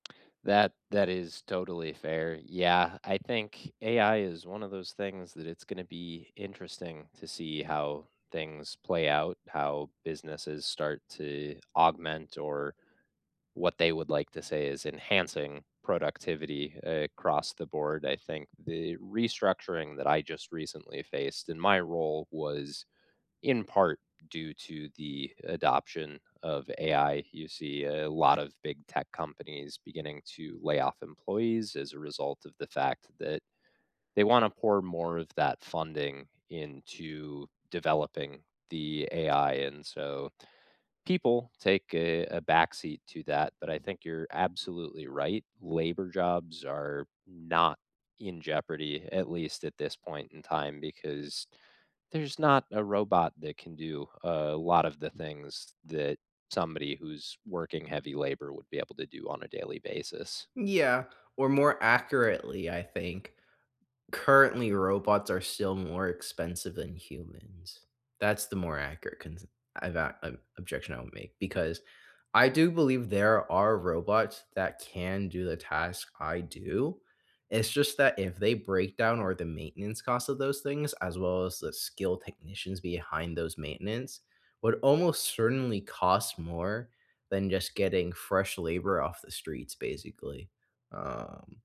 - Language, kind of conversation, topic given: English, unstructured, Which small everyday habits shape who you are now, and who you're becoming?
- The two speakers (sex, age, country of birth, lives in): male, 25-29, United States, United States; male, 25-29, United States, United States
- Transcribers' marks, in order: none